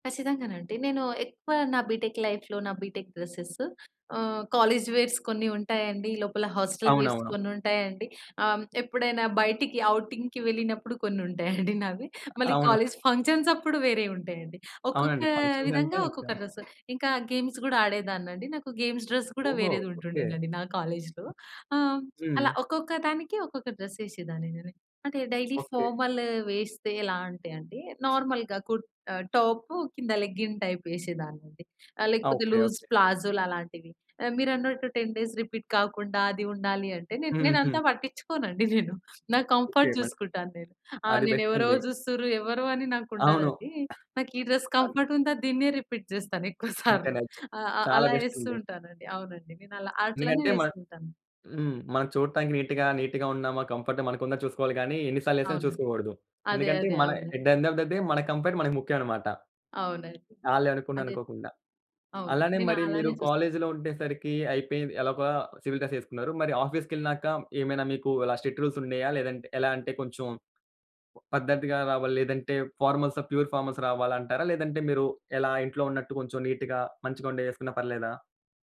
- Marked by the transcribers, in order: in English: "బీటెక్"; in English: "బీటెక్"; in English: "వేర్స్"; other background noise; in English: "హాస్టల్ వేర్స్"; in English: "ఔటింగ్‌కి"; chuckle; in English: "ఫంక్షన్స్"; in English: "గేమ్స్"; in English: "గేమ్స్ డ్రెస్"; in English: "డ్రెస్"; in English: "డైలీ ఫార్మల్"; in English: "నార్మల్‌గా"; in English: "లెగ్గింగ్ టైప్"; in English: "లూజ్"; in English: "టెన్ డేస్ రిపీట్"; chuckle; in English: "కంఫర్ట్"; in English: "డ్రెస్ కంఫర్ట్"; in English: "రిపీట్"; chuckle; in English: "నీట్‌గా, నీట్‌గా"; in English: "కంఫర్ట్‌గా"; in English: "అట్ ది ఎండ్ ఆఫ్ ది డే"; in English: "కంఫర్ట్"; tapping; in English: "సివిల్ డ్రెస్"; in English: "స్ట్రిక్ట్ రూల్స్"; in English: "ప్యూర్ ఫార్మల్స్"; in English: "నీట్‌గా"
- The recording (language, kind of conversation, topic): Telugu, podcast, మీకు ఆనందంగా అనిపించే దుస్తులు ఏవి?